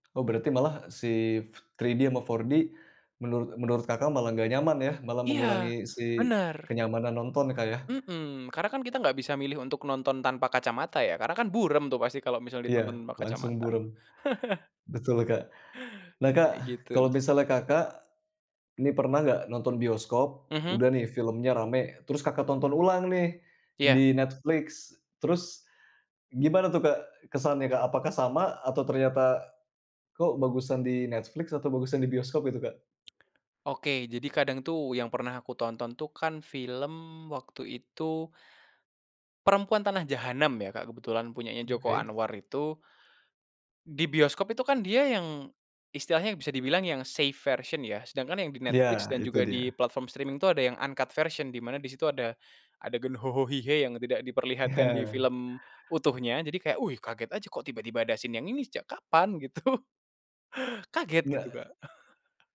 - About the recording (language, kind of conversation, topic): Indonesian, podcast, Kenapa menonton di bioskop masih terasa istimewa?
- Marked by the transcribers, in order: laugh; in English: "safe version"; in English: "streaming"; in English: "uncut version"; other noise; chuckle; other background noise; in English: "scene"; laughing while speaking: "gitu"; chuckle